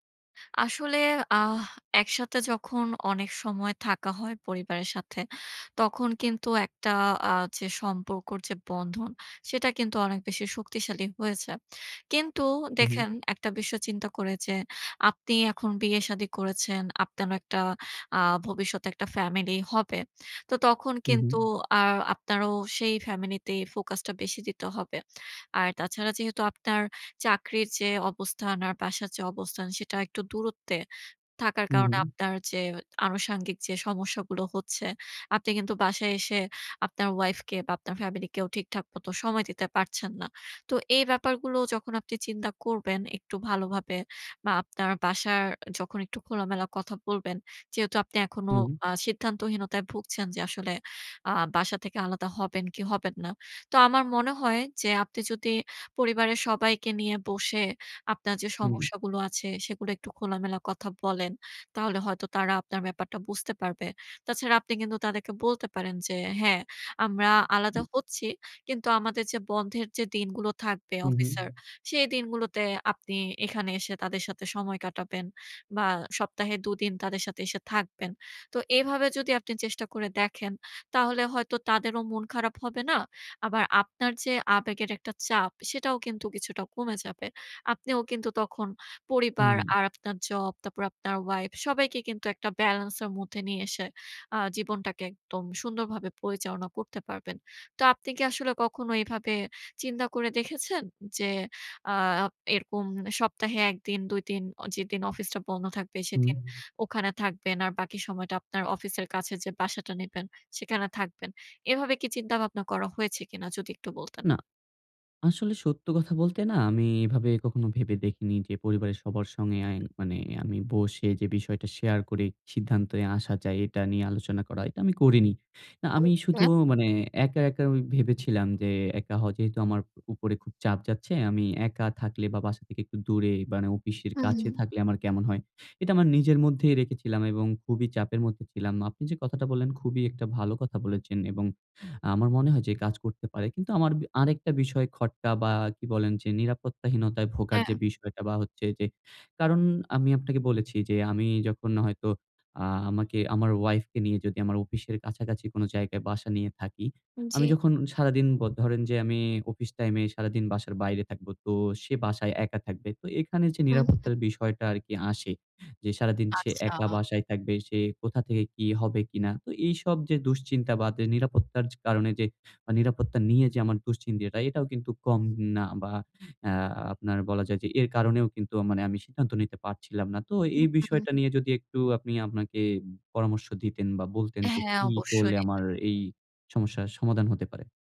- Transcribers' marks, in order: other background noise; tapping
- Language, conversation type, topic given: Bengali, advice, একই বাড়িতে থাকতে থাকতেই আলাদা হওয়ার সময় আপনি কী ধরনের আবেগীয় চাপ অনুভব করছেন?